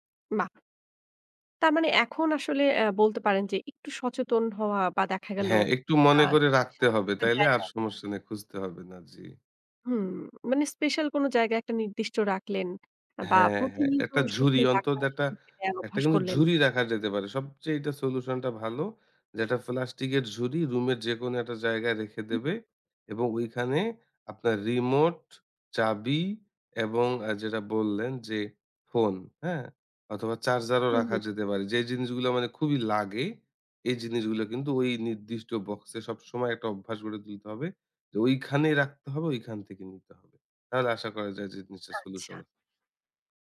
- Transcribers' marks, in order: "প্লাস্টিকের" said as "ফালাস্টিকের"; other background noise
- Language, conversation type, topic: Bengali, podcast, রিমোট, চাবি আর ফোন বারবার হারানো বন্ধ করতে কী কী কার্যকর কৌশল মেনে চলা উচিত?